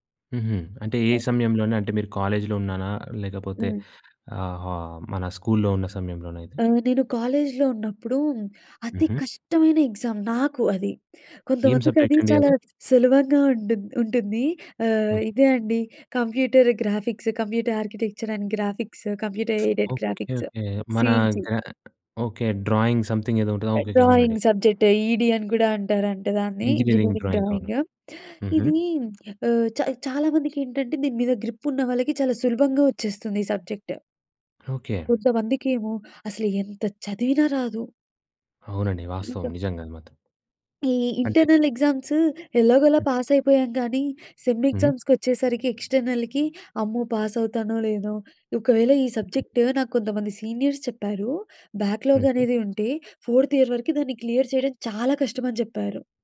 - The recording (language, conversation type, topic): Telugu, podcast, పిల్లల ఒత్తిడిని తగ్గించేందుకు మీరు అనుసరించే మార్గాలు ఏమిటి?
- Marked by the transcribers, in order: in English: "కాలేజ్‌లో"; in English: "స్కూల్‌లో"; in English: "కాలేజ్‌లో"; in English: "ఎగ్జామ్"; in English: "కంప్యూటర్ గ్రాఫిక్స్, కంప్యూటర్ ఆర్కిటెక్చర్ అండ్ గ్రాఫిక్స్, కంప్యూటర్ ఎయిడెడ్ గ్రాఫిక్స్, సీజీ"; other background noise; in English: "డ్రాయింగ్ సంథింగ్"; other noise; in English: "డ్రాయింగ్ సబ్జెక్ట్, ఈడి"; in English: "ఇంజనీరింగ్ డ్రాయింగ్"; in English: "ఇంజినీరింగ్ డ్రాయింగ్"; in English: "గ్రిప్"; in English: "సబ్జెక్ట్"; in English: "ఇంటర్నల్"; in English: "పాస్"; in English: "ఎక్స్టర్నల్‍కి"; in English: "పాస్"; in English: "సబ్జెక్ట్"; in English: "సీనియర్స్"; in English: "బ్యాక్‌లాగ్"; in English: "ఫోర్త్ ఇయర్"; in English: "క్లియర్"; tapping